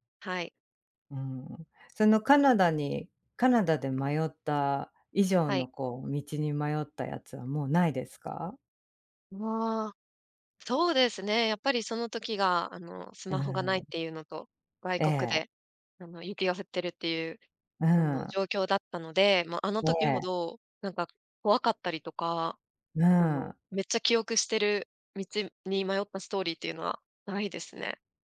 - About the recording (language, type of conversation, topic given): Japanese, podcast, 道に迷って大変だった経験はありますか？
- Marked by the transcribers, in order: other background noise